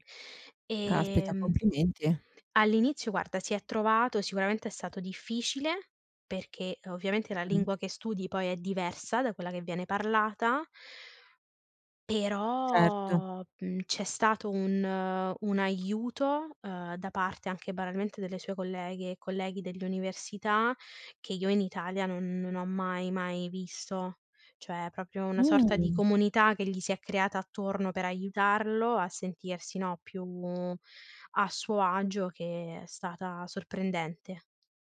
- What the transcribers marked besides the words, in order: other background noise; "proprio" said as "propio"
- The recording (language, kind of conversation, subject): Italian, podcast, Che ruolo ha la lingua nella tua identità?
- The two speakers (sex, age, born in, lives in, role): female, 25-29, Italy, Italy, guest; female, 60-64, Brazil, Italy, host